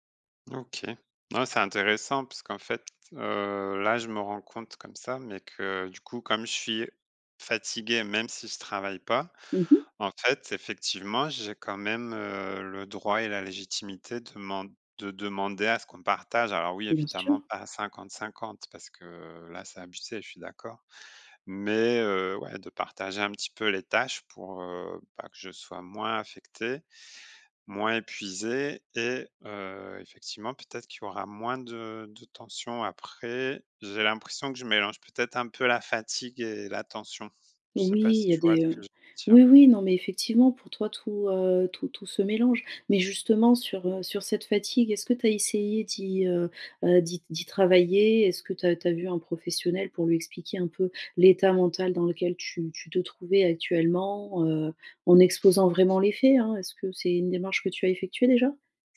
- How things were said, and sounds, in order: none
- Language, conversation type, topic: French, advice, Comment décririez-vous les tensions familiales liées à votre épuisement ?